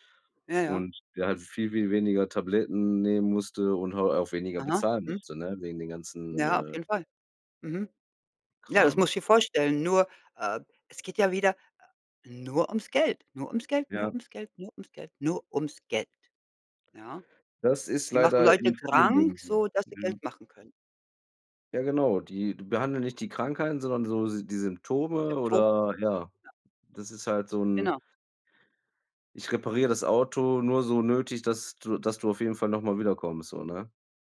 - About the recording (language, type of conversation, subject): German, unstructured, Warum reagieren Menschen emotional auf historische Wahrheiten?
- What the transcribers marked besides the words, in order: other background noise